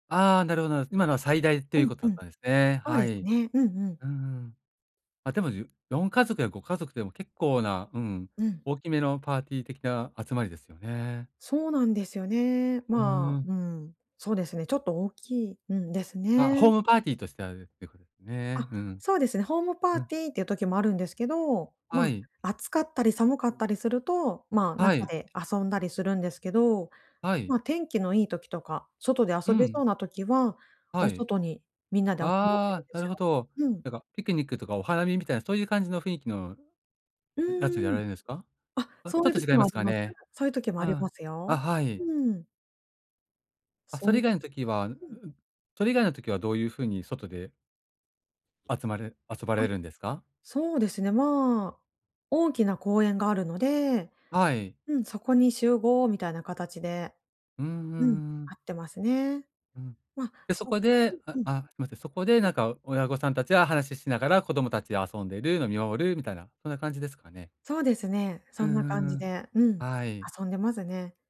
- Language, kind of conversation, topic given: Japanese, advice, 休日の集まりを無理せず断るにはどうすればよいですか？
- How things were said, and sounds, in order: other noise; tapping